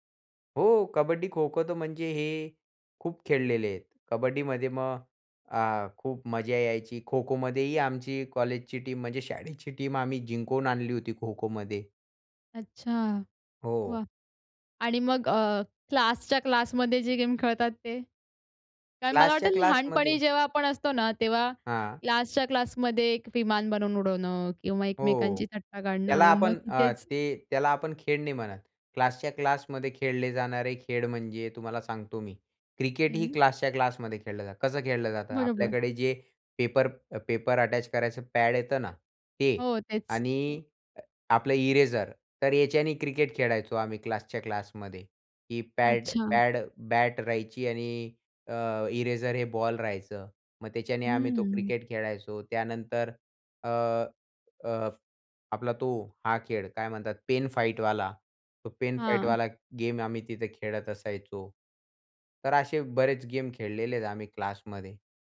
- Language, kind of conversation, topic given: Marathi, podcast, लहानपणीच्या खेळांचा तुमच्यावर काय परिणाम झाला?
- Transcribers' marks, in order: in English: "टीम"; in English: "टीम"; in English: "क्रिकेट"; in English: "अटॅच"; other noise; in English: "पॅड"; in English: "इरेजर"; in English: "क्रिकेट"; in English: "इरेजर"; in English: "क्रिकेट"